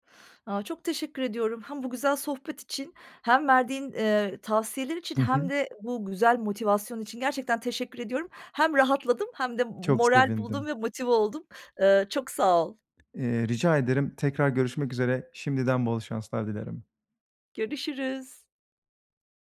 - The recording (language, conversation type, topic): Turkish, advice, Motivasyonumu nasıl uzun süre koruyup düzenli egzersizi alışkanlığa dönüştürebilirim?
- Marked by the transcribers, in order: tapping